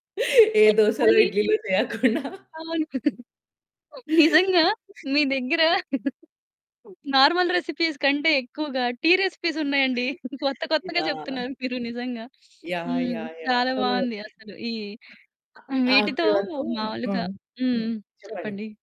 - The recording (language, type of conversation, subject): Telugu, podcast, కాఫీ, టీ వంటి క్యాఫిన్ ఉన్న పానీయాలను తీసుకోవడంలో మీ అనుభవం ఎలా ఉంది?
- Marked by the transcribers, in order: laughing while speaking: "ఏ దోసలో, ఇడ్లీ‌లో చేయకుండా"; other background noise; laughing while speaking: "నిజంగా, మీ దగ్గర"; in English: "నార్మల్ రెసిపీస్"; in English: "సో"